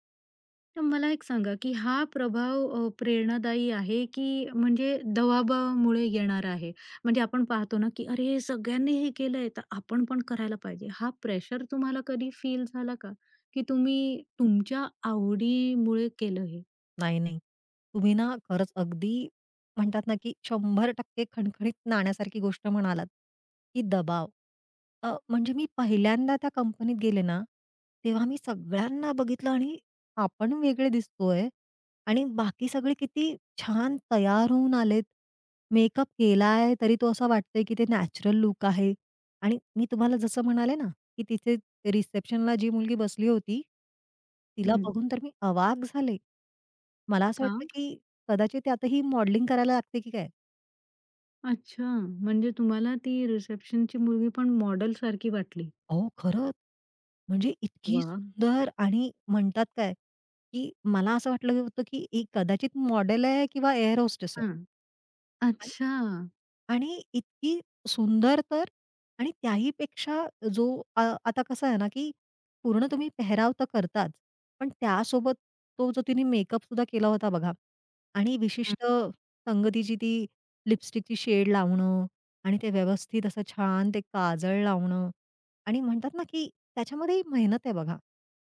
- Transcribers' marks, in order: tapping; other background noise
- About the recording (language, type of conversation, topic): Marathi, podcast, मित्रमंडळींपैकी कोणाचा पेहरावाचा ढंग तुला सर्वात जास्त प्रेरित करतो?